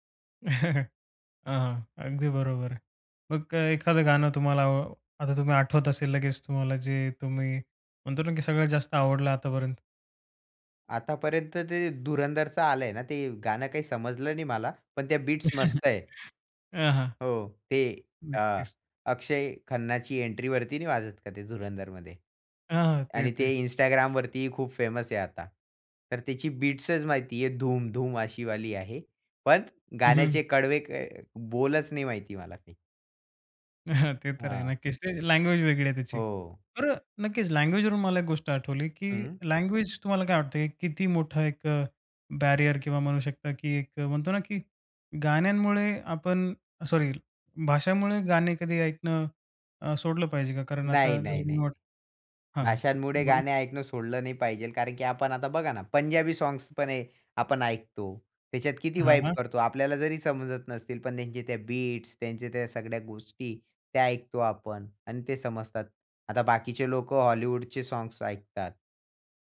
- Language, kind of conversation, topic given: Marathi, podcast, मोबाईल आणि स्ट्रीमिंगमुळे संगीत ऐकण्याची सवय कशी बदलली?
- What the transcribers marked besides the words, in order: chuckle; in English: "बीट्स"; chuckle; in English: "फेमस"; in English: "बिट्सच"; laughing while speaking: "हां"; in English: "बॅरियर"; unintelligible speech; in English: "सॉंग्स"; in English: "वाइब"; in English: "बिट्स"; in English: "सॉग्स"